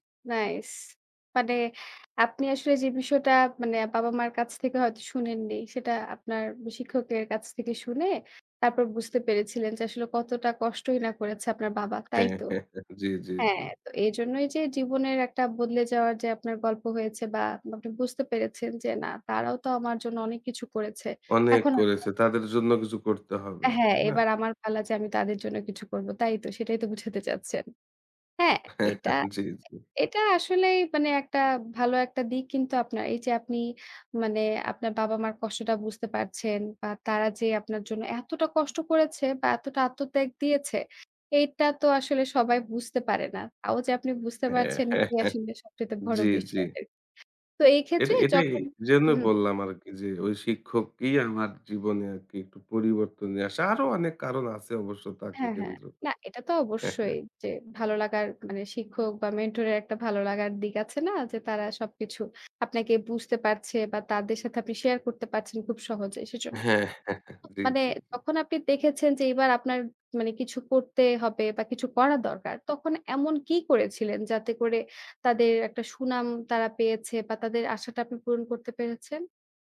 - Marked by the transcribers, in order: chuckle; laughing while speaking: "হ্যাঁ, হ্যাঁ"; laughing while speaking: "হ্যাঁ, হ্যাঁ, হ্যাঁ"; laughing while speaking: "হ্যাঁ, হ্যাঁ"
- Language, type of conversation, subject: Bengali, podcast, আপনার জীবনে কোনো শিক্ষক বা পথপ্রদর্শকের প্রভাবে আপনি কীভাবে বদলে গেছেন?